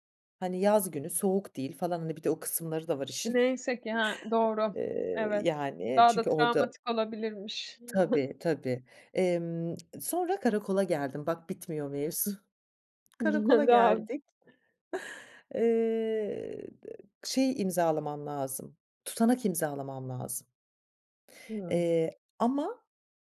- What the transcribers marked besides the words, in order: scoff; unintelligible speech
- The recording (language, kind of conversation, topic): Turkish, podcast, Seni beklenmedik şekilde şaşırtan bir karşılaşma hayatını nasıl etkiledi?